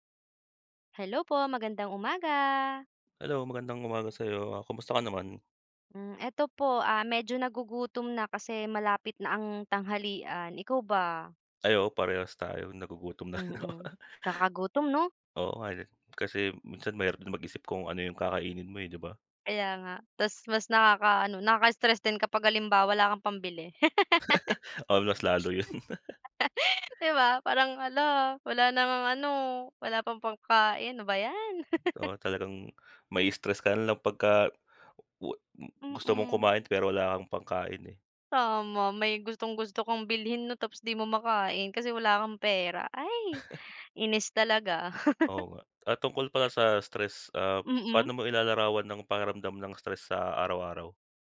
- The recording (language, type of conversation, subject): Filipino, unstructured, Paano mo inilalarawan ang pakiramdam ng stress sa araw-araw?
- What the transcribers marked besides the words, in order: laughing while speaking: "na rin ako"; other background noise; laugh; laugh; laughing while speaking: "yun"; laugh; laugh; chuckle; laugh